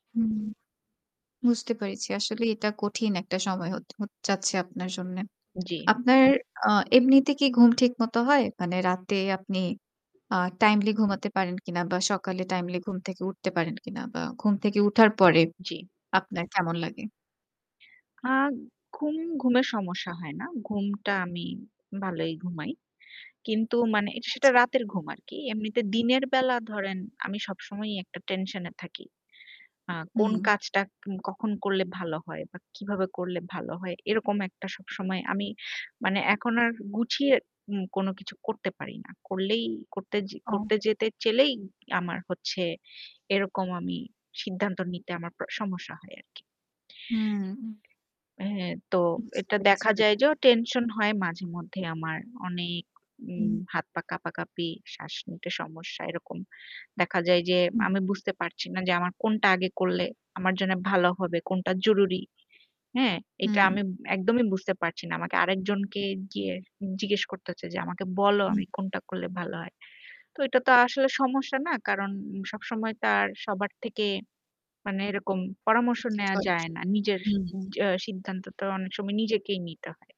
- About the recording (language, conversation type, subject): Bengali, advice, সিদ্ধান্ত নিতে অক্ষম হয়ে পড়লে এবং উদ্বেগে ভুগলে আপনি কীভাবে তা মোকাবিলা করেন?
- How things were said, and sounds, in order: static; other background noise; distorted speech; "চাইলেই" said as "চেলেই"; unintelligible speech